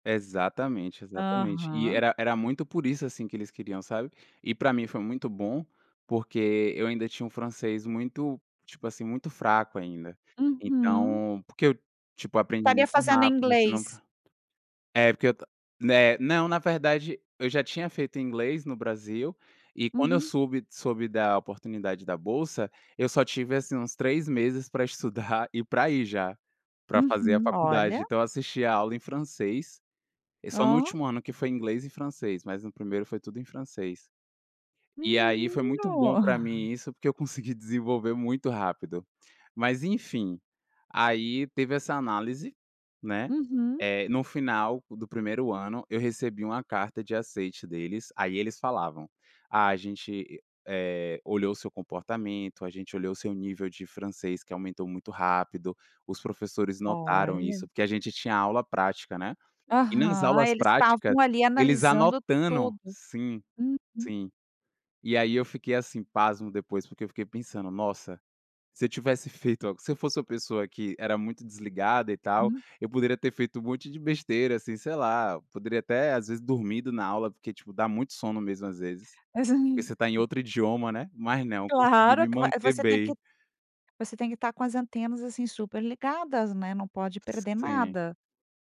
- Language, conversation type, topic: Portuguese, podcast, Qual é a influência da família e dos amigos no seu estilo?
- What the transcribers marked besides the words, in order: "soube-" said as "sube"; drawn out: "Menino"